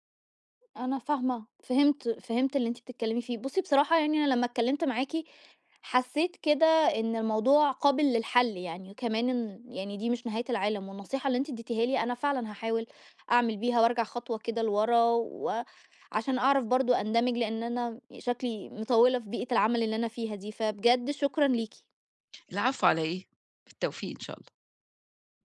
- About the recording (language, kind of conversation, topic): Arabic, advice, إزاي أوازن بين إنّي أكون على طبيعتي وبين إني أفضّل مقبول عند الناس؟
- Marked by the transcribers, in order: tapping